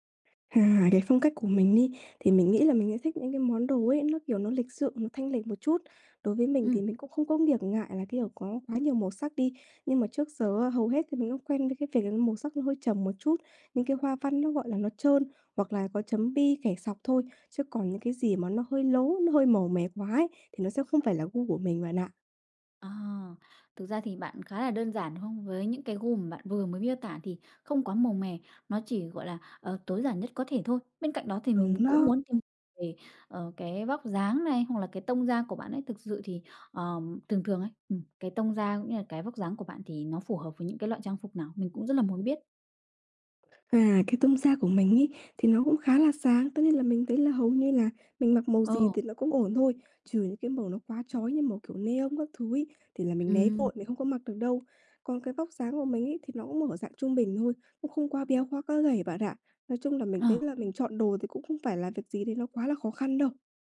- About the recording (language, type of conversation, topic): Vietnamese, advice, Làm sao để có thêm ý tưởng phối đồ hằng ngày và mặc đẹp hơn?
- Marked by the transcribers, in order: tapping; "việc" said as "nghiệc"; other background noise